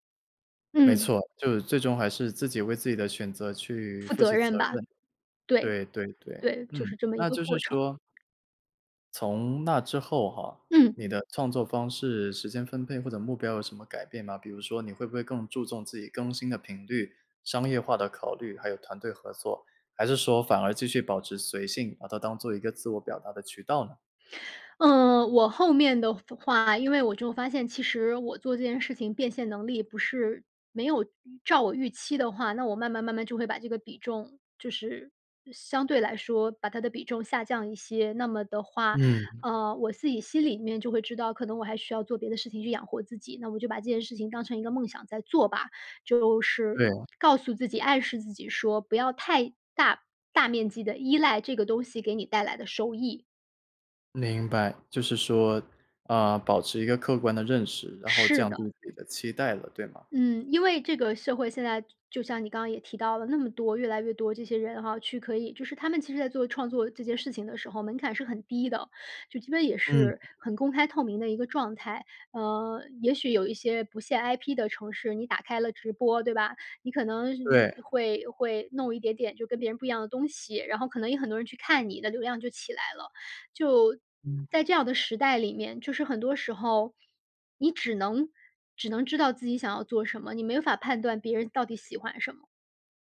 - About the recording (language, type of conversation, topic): Chinese, podcast, 你第一次什么时候觉得自己是创作者？
- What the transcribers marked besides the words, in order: tapping; other background noise; other noise